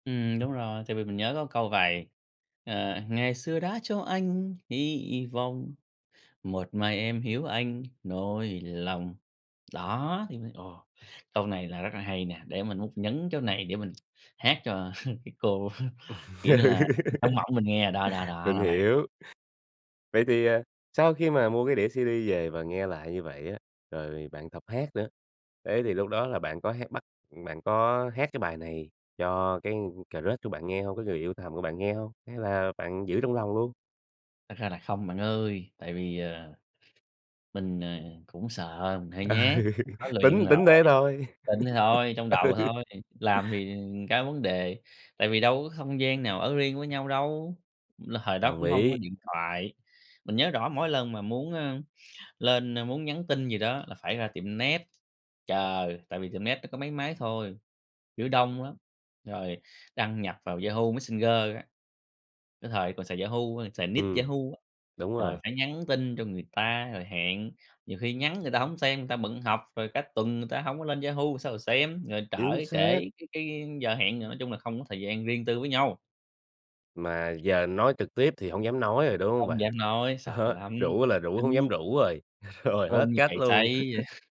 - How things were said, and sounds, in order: tapping; singing: "ngày xưa đã cho anh … anh nỗi lòng"; other background noise; chuckle; laugh; in English: "crush"; laughing while speaking: "Ừ"; chuckle; laughing while speaking: "Ừ"; in English: "nick"; laughing while speaking: "Đó"; laughing while speaking: "rồi"; laughing while speaking: "vậy"; chuckle
- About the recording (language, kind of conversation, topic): Vietnamese, podcast, Bản tình ca nào khiến bạn vẫn tin vào tình yêu?